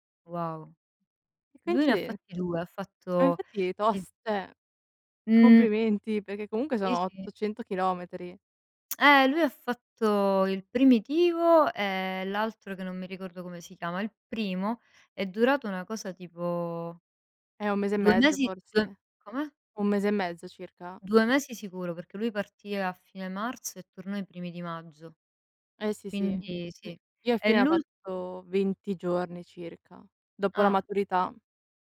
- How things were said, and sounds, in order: "cioè" said as "ceh"; tsk; other background noise
- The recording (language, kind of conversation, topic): Italian, unstructured, Come ti tieni in forma durante la settimana?